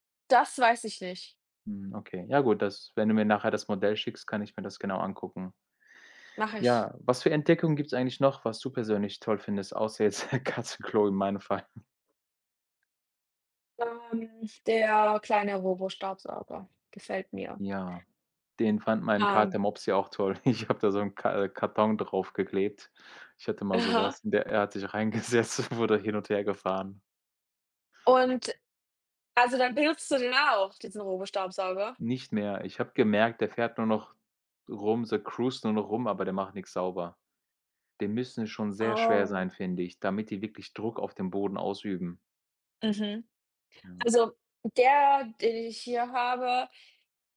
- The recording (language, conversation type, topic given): German, unstructured, Welche wissenschaftliche Entdeckung hat dich glücklich gemacht?
- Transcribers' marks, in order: laughing while speaking: "Katzenklo in meinem Fall?"; laughing while speaking: "Ich habe da so 'n"; laughing while speaking: "reingesetzt"; surprised: "Oh"